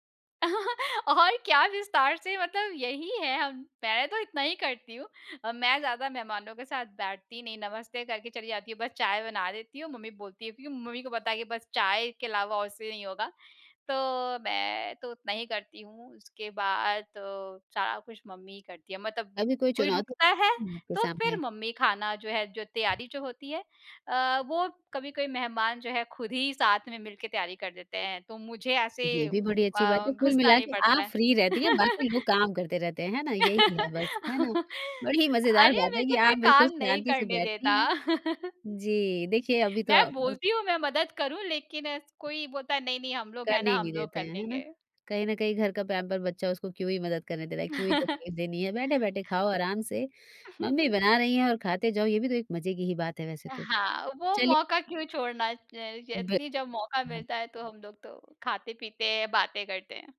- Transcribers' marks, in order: chuckle; laughing while speaking: "और क्या विस्तार से मतलब यही है हम"; tapping; in English: "फ्री"; giggle; joyful: "अरे! मेरे को कोई काम नहीं करने देता"; chuckle; in English: "पैंपर"; chuckle
- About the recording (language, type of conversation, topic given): Hindi, podcast, आप किसी त्योहार पर घर में मेहमानों के लिए खाने-पीने की व्यवस्था कैसे संभालते हैं?